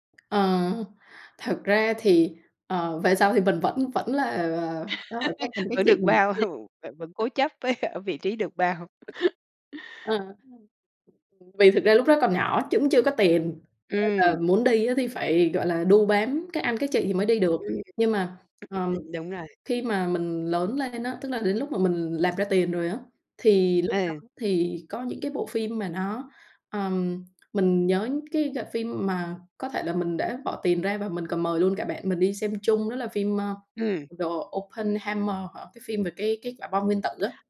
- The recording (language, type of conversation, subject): Vietnamese, podcast, Bạn có thể kể về một bộ phim bạn đã xem mà không thể quên được không?
- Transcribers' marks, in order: tapping; laugh; laughing while speaking: "bao"; other background noise; laughing while speaking: "với"; laugh; "cũng" said as "chũng"